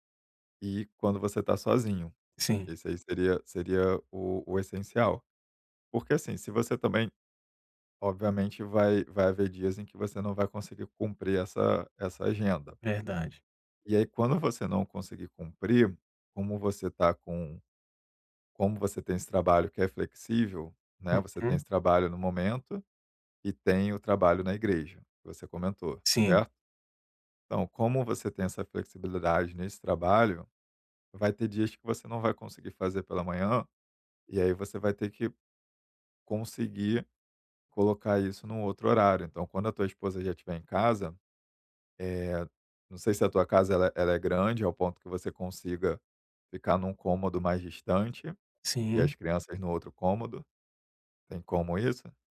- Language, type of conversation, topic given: Portuguese, advice, Como posso estabelecer limites entre o trabalho e a vida pessoal?
- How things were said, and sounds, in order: none